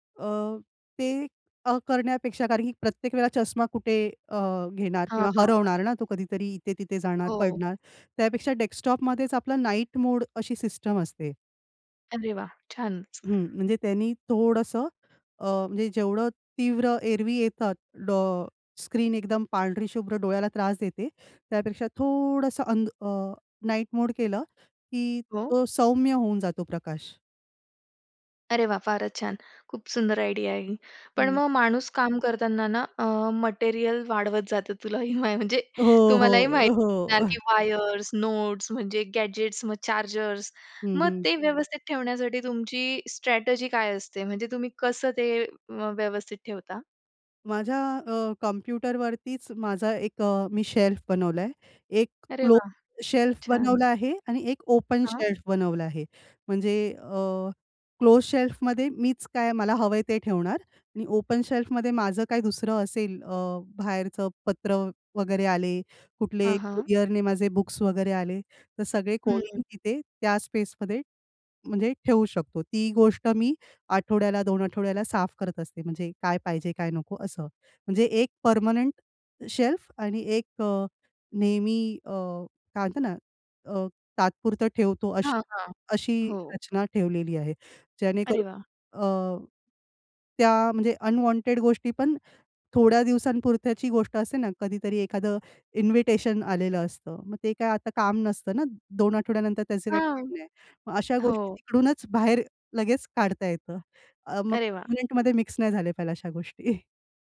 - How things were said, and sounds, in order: other background noise; chuckle; in English: "गॅजेट्स"; in English: "स्ट्रॅटेजी"; unintelligible speech
- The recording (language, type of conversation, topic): Marathi, podcast, कार्यक्षम कामाची जागा कशी तयार कराल?